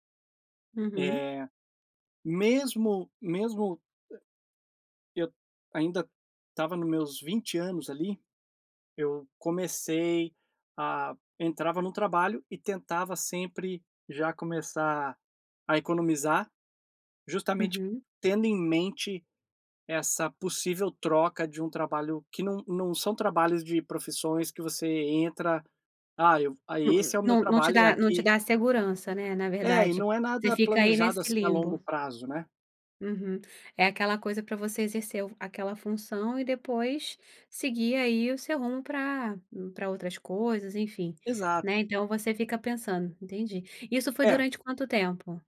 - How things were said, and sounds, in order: tapping
- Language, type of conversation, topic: Portuguese, podcast, Como planejar financeiramente uma transição profissional?